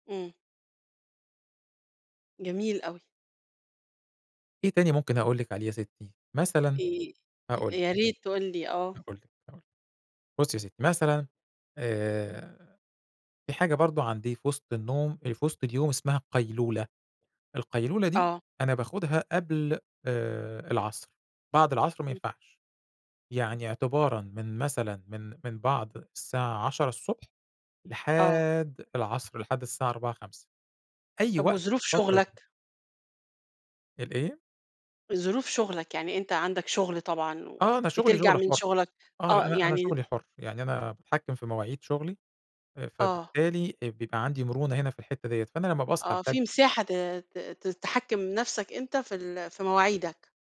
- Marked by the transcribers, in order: none
- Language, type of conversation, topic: Arabic, podcast, إزاي بتحافظ على نوم كويس؟